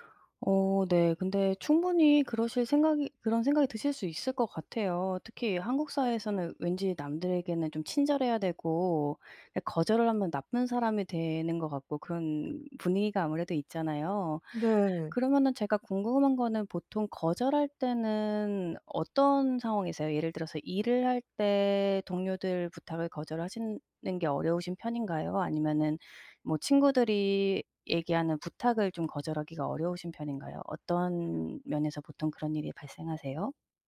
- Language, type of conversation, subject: Korean, advice, 어떻게 하면 죄책감 없이 다른 사람의 요청을 자연스럽게 거절할 수 있을까요?
- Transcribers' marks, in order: none